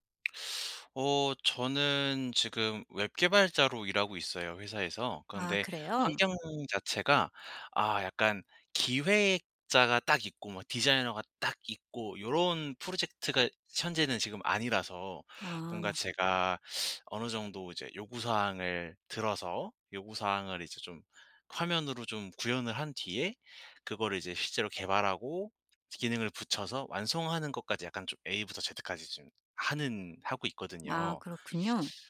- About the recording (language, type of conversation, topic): Korean, advice, 실수에서 어떻게 배우고 같은 실수를 반복하지 않을 수 있나요?
- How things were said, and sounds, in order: none